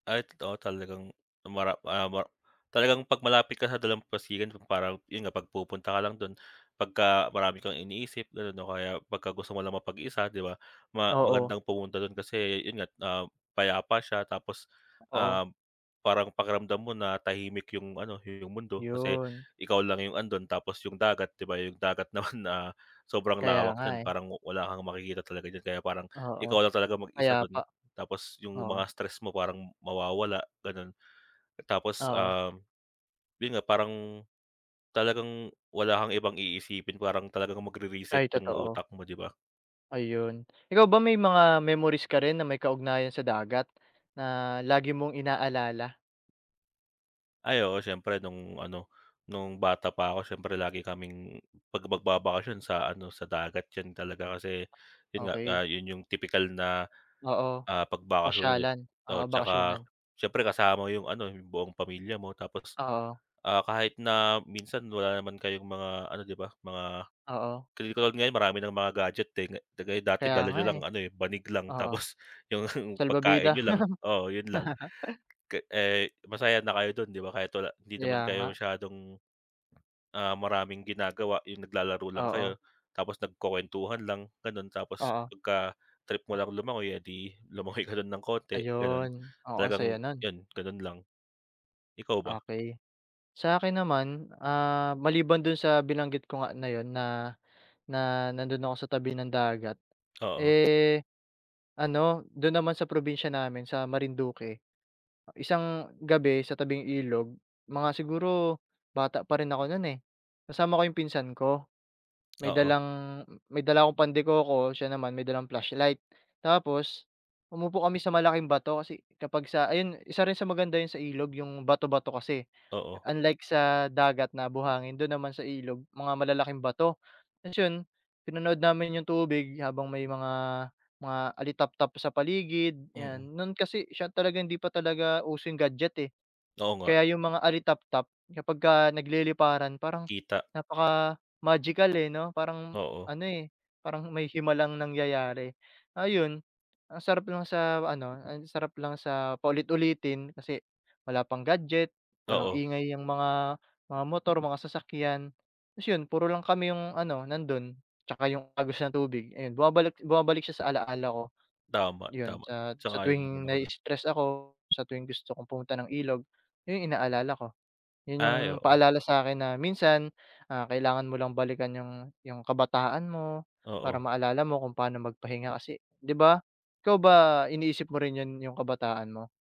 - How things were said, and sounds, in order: unintelligible speech; chuckle; other background noise
- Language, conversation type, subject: Filipino, unstructured, Ano ang nararamdaman mo kapag nasa tabi ka ng dagat o ilog?